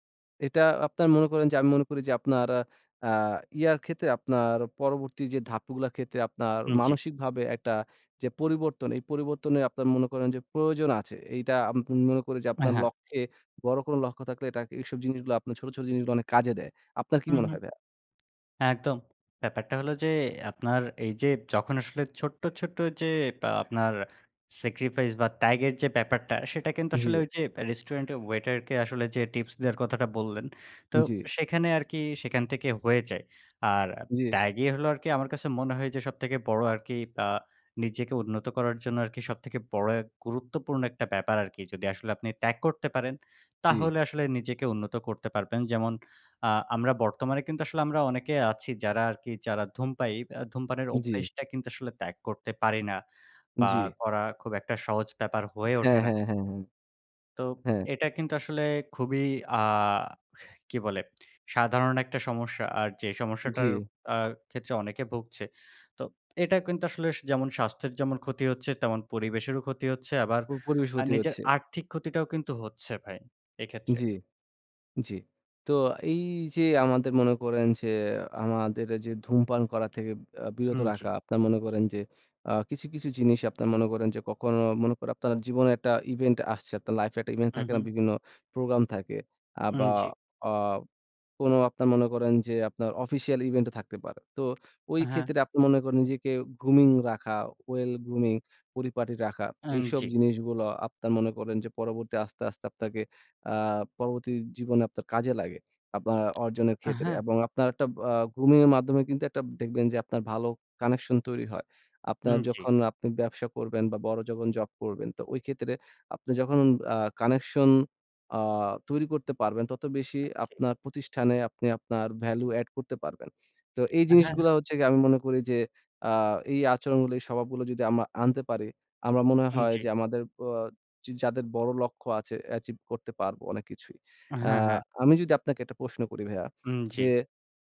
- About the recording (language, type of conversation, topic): Bengali, unstructured, নিজেকে উন্নত করতে কোন কোন অভ্যাস তোমাকে সাহায্য করে?
- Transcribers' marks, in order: other background noise